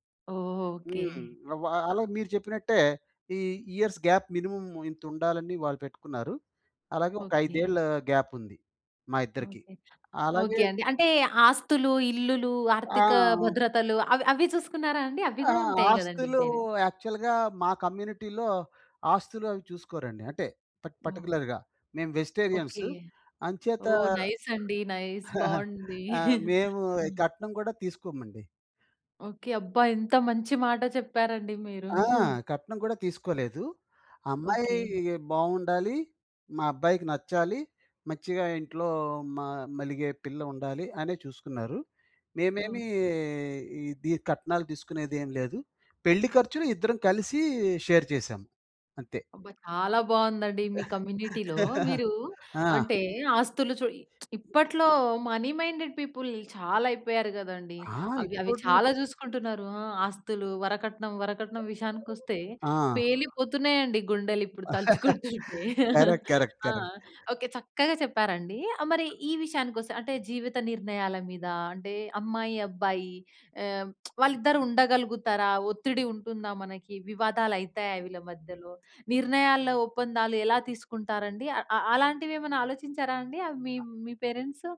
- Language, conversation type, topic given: Telugu, podcast, పెళ్లి విషయంలో మీ కుటుంబం మీ నుంచి ఏవేవి ఆశిస్తుంది?
- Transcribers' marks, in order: in English: "ఇయర్స్ గ్యాప్ మినిమమ్"; in English: "గ్యాప్"; in English: "యాక్చువల్‌గా"; in English: "కమ్యూనిటీలో"; in English: "పర్టిక్యులర్‌గా"; in English: "నైస్"; in English: "వెజిటేరియన్సు"; in English: "నైస్"; chuckle; chuckle; in English: "షేర్"; giggle; in English: "కమ్యూనిటీలో"; lip smack; in English: "మనీ మైండేడ్ పీపుల్"; chuckle; in English: "కరెక్ట్, కరెక్ట్, కరెక్ట్"; chuckle; lip smack